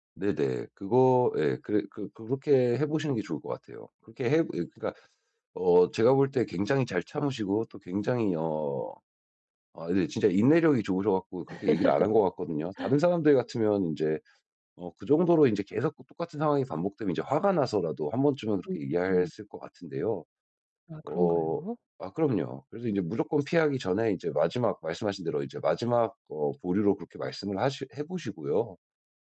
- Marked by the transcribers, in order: laugh; unintelligible speech; other background noise
- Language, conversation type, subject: Korean, advice, 파티나 모임에서 불편한 대화를 피하면서 분위기를 즐겁게 유지하려면 어떻게 해야 하나요?